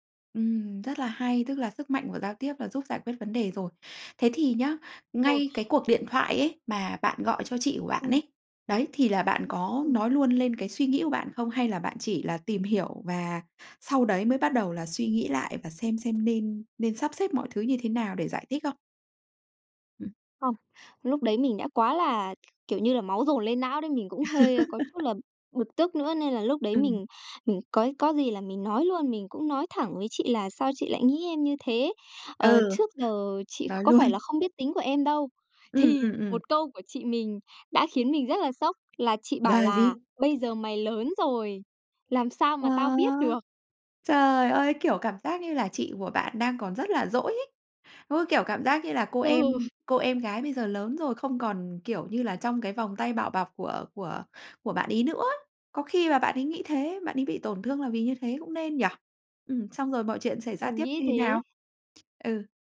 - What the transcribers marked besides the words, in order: other background noise; laugh; chuckle
- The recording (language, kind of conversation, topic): Vietnamese, podcast, Bạn có thể kể về một lần bạn dám nói ra điều khó nói không?
- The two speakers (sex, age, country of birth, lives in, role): female, 20-24, Vietnam, Japan, guest; female, 35-39, Vietnam, Vietnam, host